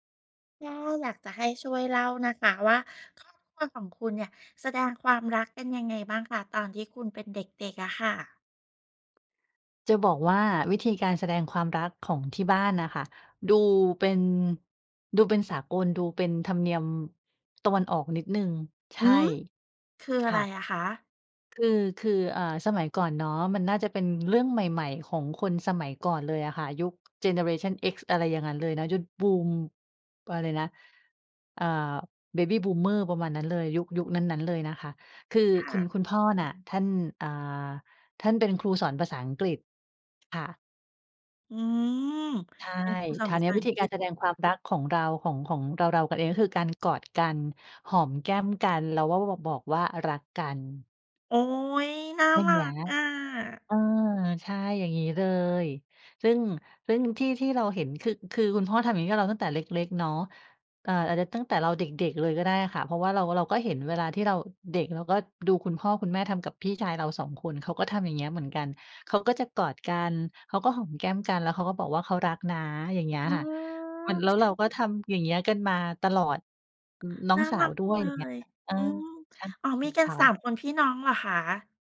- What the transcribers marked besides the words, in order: surprised: "หือ"; other background noise
- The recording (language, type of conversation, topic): Thai, podcast, ครอบครัวของคุณแสดงความรักต่อคุณอย่างไรตอนคุณยังเป็นเด็ก?